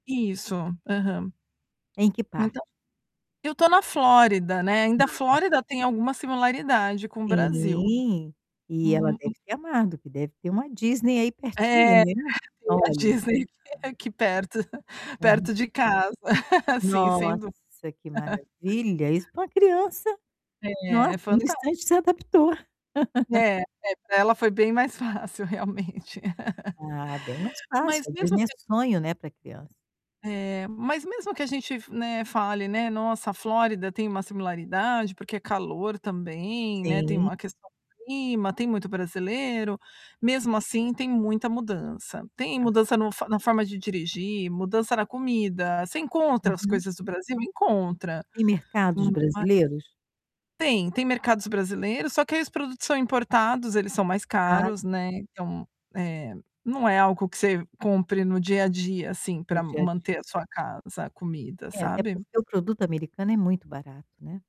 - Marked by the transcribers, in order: tapping; distorted speech; static; unintelligible speech; laughing while speaking: "a Disney que é aqui perto"; chuckle; laugh; other background noise; laugh; laughing while speaking: "fácil, realmente"; laugh; unintelligible speech
- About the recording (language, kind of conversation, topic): Portuguese, advice, Como posso redefinir minha identidade após uma grande mudança?